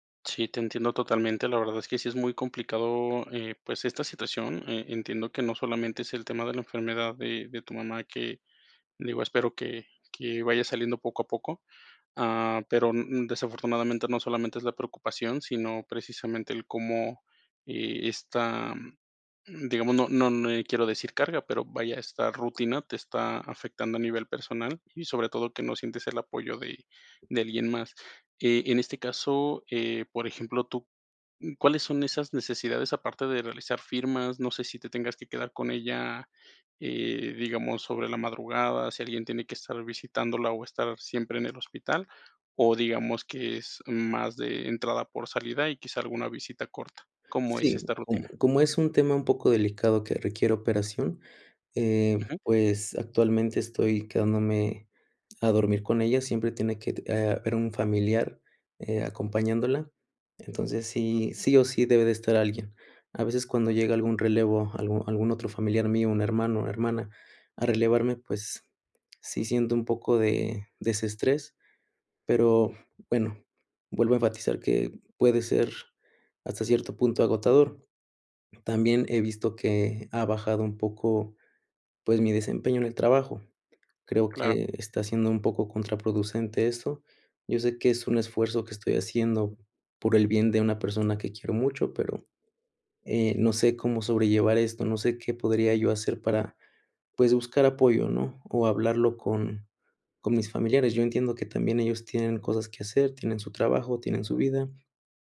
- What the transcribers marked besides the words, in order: other background noise
- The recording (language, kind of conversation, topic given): Spanish, advice, ¿Cómo puedo cuidar a un familiar enfermo que depende de mí?